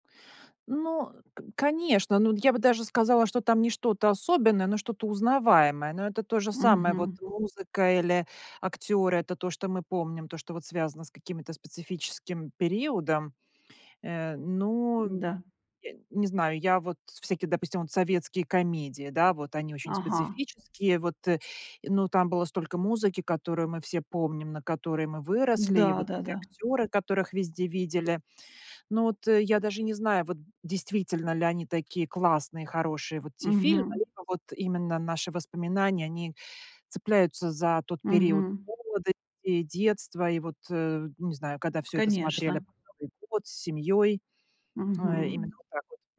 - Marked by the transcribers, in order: tapping
- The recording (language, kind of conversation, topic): Russian, podcast, Почему, на твой взгляд, людям так нравится ностальгировать по старым фильмам?